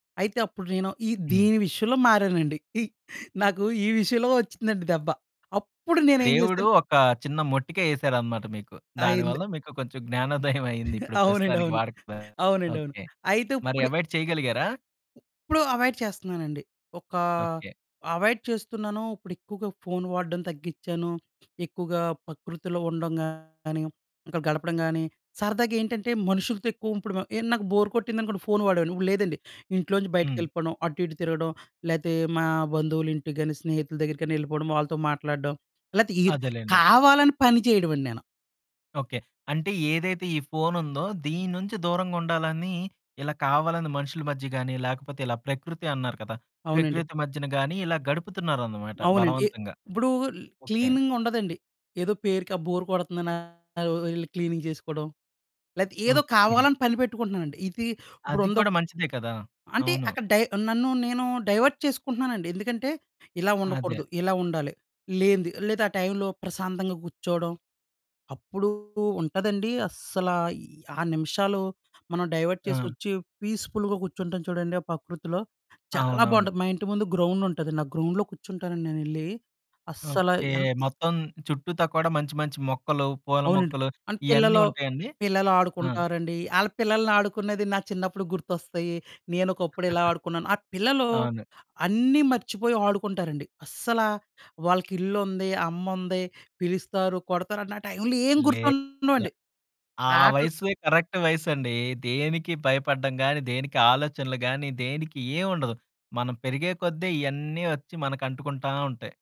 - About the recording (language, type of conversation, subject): Telugu, podcast, మీ మొబైల్ లేకుండా ప్రకృతిలో గడిపినప్పుడు మొదటి నిమిషాల్లో మీకు ఏం అనిపిస్తుంది?
- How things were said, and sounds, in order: laughing while speaking: "నాకు ఈ విషయంలో ఒచ్చిందండి దెబ్బ"; laughing while speaking: "జ్ఞానోదయవయింది"; laughing while speaking: "అవునండి. అవును"; distorted speech; in English: "అవాయిడ్"; other background noise; in English: "అవాయిడ్"; in English: "అవాయిడ్"; in English: "బోర్"; in English: "క్లీనింగ్"; in English: "డైవర్ట్"; in English: "డైవర్ట్"; in English: "పీస్‌ఫుల్‌గా"; in English: "గ్రౌండ్‌లో"; chuckle; in English: "కరక్ట్"